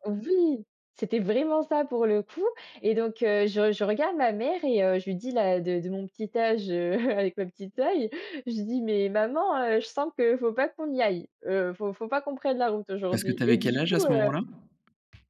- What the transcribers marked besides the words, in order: none
- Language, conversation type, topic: French, podcast, Quels sont tes trucs pour mieux écouter ton intuition ?